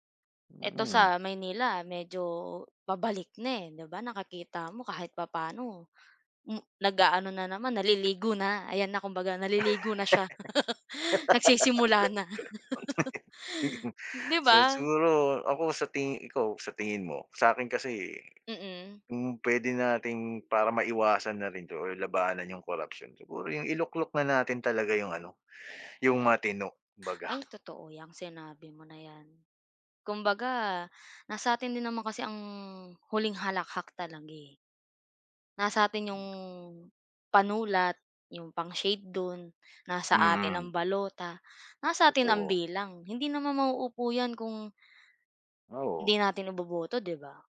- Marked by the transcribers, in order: tapping; other background noise; laugh; giggle; laugh; drawn out: "yung"
- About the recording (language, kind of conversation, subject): Filipino, unstructured, Ano ang epekto ng korupsiyon sa pamahalaan sa ating bansa?